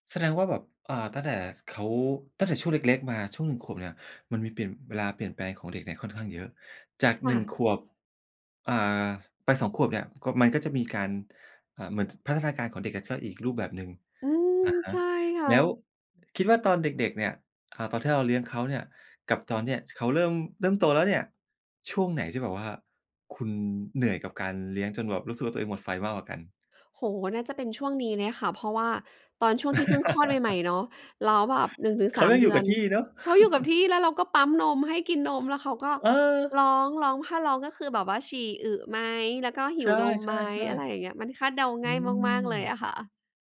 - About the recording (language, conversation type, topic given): Thai, podcast, มีวิธีอะไรบ้างที่ช่วยฟื้นพลังและกลับมามีไฟอีกครั้งหลังจากหมดไฟ?
- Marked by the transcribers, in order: tapping; other background noise; laugh; chuckle